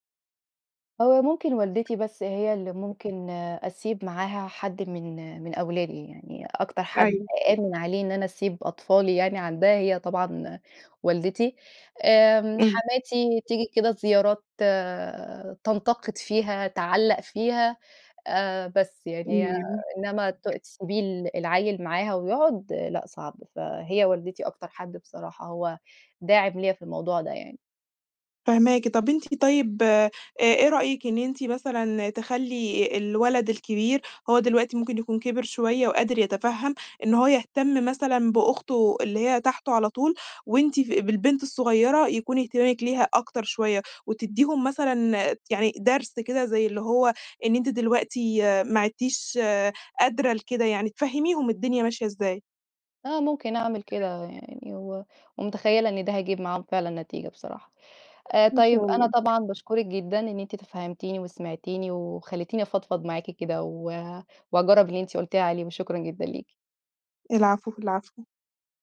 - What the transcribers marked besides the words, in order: other background noise
- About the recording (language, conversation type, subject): Arabic, advice, إزاي أوازن بين تربية الولاد وبين إني أهتم بنفسي وهواياتي من غير ما أحس إني ضايعة؟